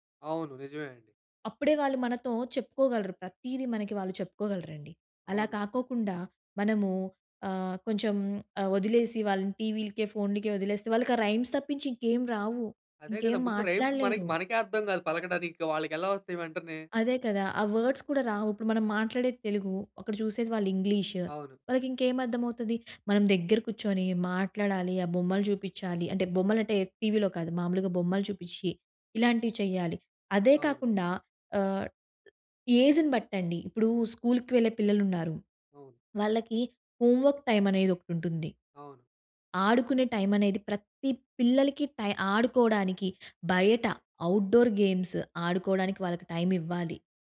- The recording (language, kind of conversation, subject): Telugu, podcast, పిల్లల ఫోన్ వినియోగ సమయాన్ని పర్యవేక్షించాలా వద్దా అనే విషయంలో మీరు ఎలా నిర్ణయం తీసుకుంటారు?
- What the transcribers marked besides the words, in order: in English: "రైమ్స్"; in English: "రైమ్స్"; in English: "వర్డ్స్"; in English: "ఏజ్‌ని"; in English: "హోం వర్క్ టైం"; in English: "అవుట్ డోర్ గేమ్స్"